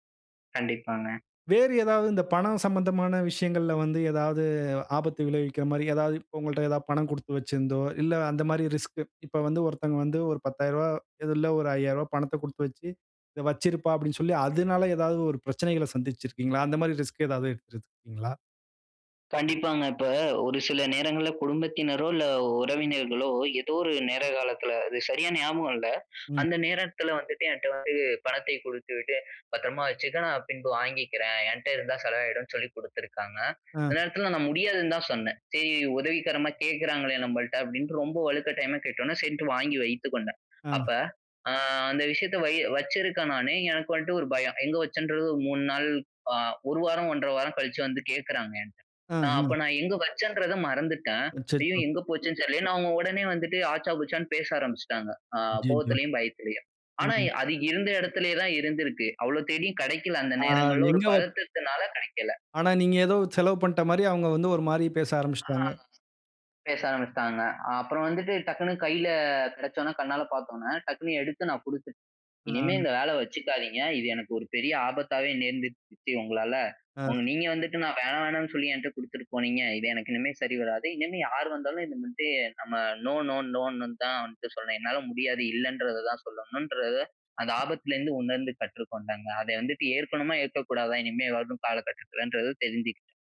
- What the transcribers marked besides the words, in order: other background noise; in English: "ரிஸ்க்"; in English: "ரிஸ்க்"; other noise
- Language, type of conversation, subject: Tamil, podcast, ஆபத்தை எவ்வளவு ஏற்க வேண்டும் என்று நீங்கள் எப்படி தீர்மானிப்பீர்கள்?